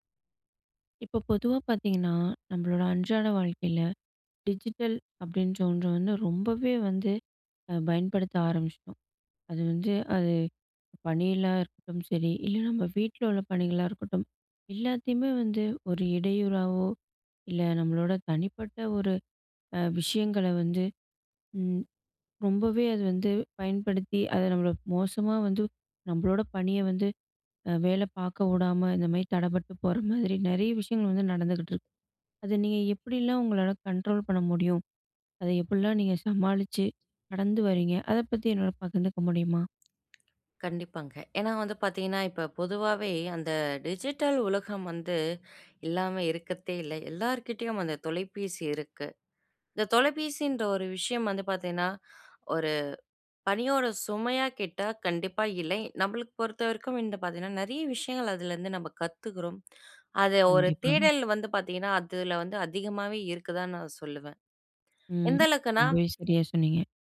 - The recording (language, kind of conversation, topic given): Tamil, podcast, பணியும் தனிப்பட்ட வாழ்க்கையும் டிஜிட்டல் வழியாக கலந்துபோகும்போது, நீங்கள் எல்லைகளை எப்படி அமைக்கிறீர்கள்?
- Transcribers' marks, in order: in English: "டிஜிட்டல்"; "விடாம" said as "உடாம"; in English: "கண்ட்ரோல்"; other background noise; in English: "டிஜிட்டல்"; other noise